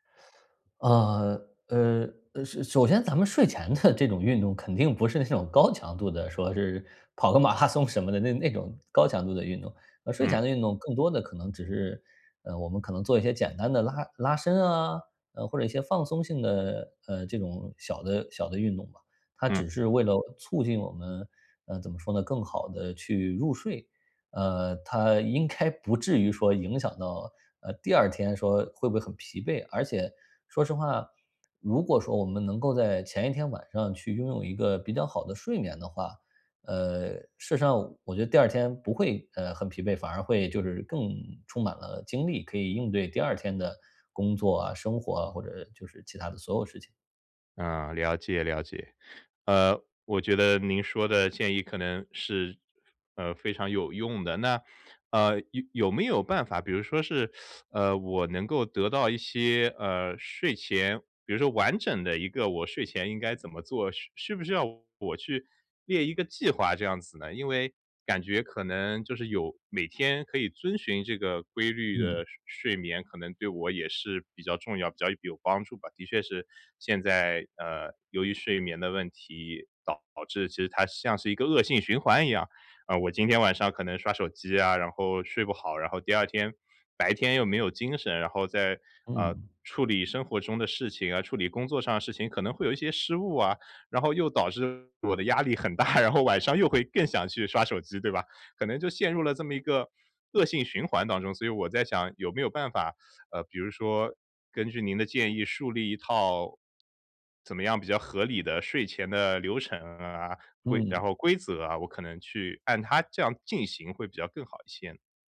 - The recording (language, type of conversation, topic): Chinese, advice, 如何建立睡前放松流程来缓解夜间焦虑并更容易入睡？
- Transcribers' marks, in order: teeth sucking; laughing while speaking: "的"; laughing while speaking: "马拉松"; laughing while speaking: "应该"; teeth sucking; other background noise; laughing while speaking: "很大"